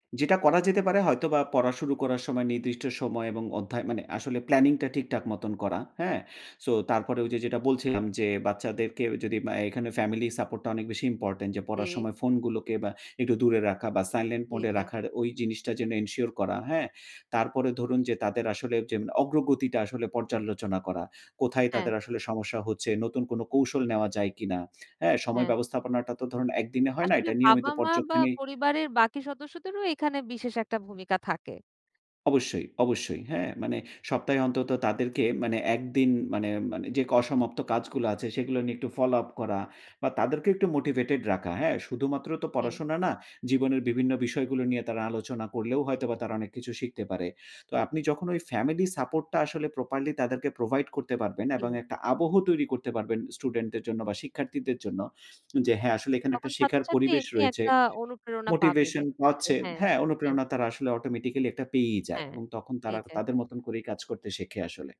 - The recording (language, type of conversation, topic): Bengali, podcast, আপনি পড়াশোনায় অনুপ্রেরণা কোথা থেকে পান?
- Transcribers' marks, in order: in English: "এনশিওর"; in English: "মোটিভেটেড"; in English: "প্রপারলি"; in English: "প্রোভাইড"; unintelligible speech